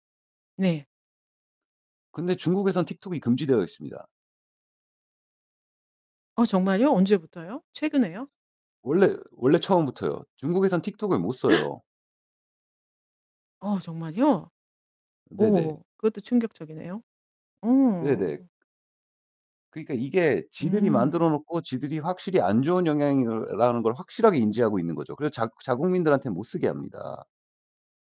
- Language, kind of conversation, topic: Korean, podcast, 짧은 영상은 우리의 미디어 취향에 어떤 영향을 미쳤을까요?
- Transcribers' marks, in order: tapping; gasp; "영향이라는" said as "영향이러라는"